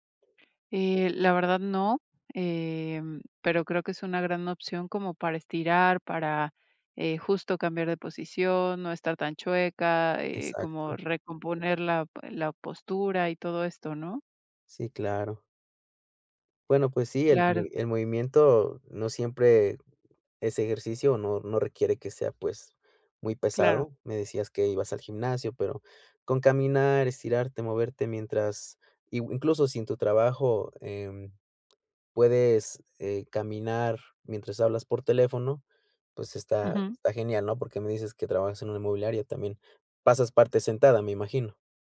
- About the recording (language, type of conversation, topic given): Spanish, advice, Rutinas de movilidad diaria
- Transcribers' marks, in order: other noise; other background noise